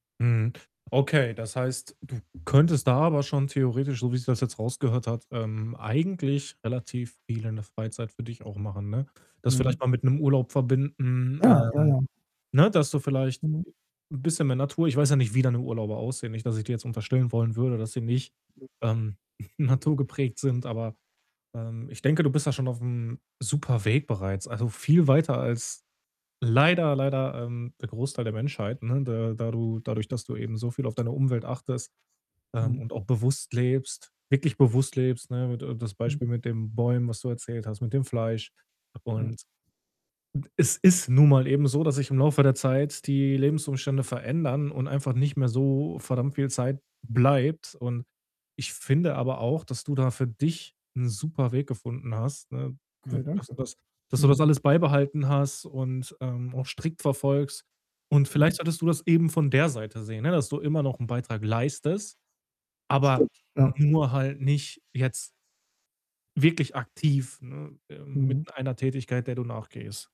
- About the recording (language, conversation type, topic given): German, advice, Wie kann ich am besten anfangen, einen sinnvollen Beitrag für meine Gemeinschaft zu leisten?
- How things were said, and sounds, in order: other background noise; background speech; unintelligible speech; static; unintelligible speech; unintelligible speech; chuckle; distorted speech